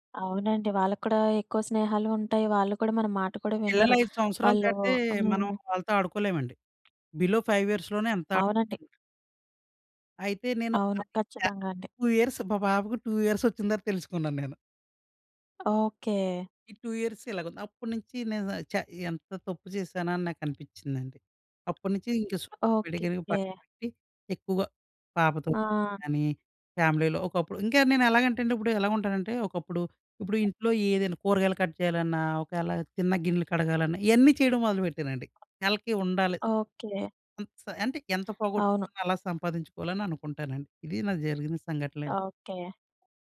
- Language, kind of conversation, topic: Telugu, podcast, సామాజిక మాధ్యమాలు మీ వ్యక్తిగత సంబంధాలను ఎలా మార్చాయి?
- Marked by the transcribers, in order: other background noise; in English: "బిలో ఫైవ్ ఇయర్స్‌లోనే"; in English: "టూ ఇయర్స్"; in English: "టూ"; in English: "టూ ఇయర్స్"; in English: "సోషల్ మీడియా"; in English: "ఫ్యామిలీలో"; in English: "కట్"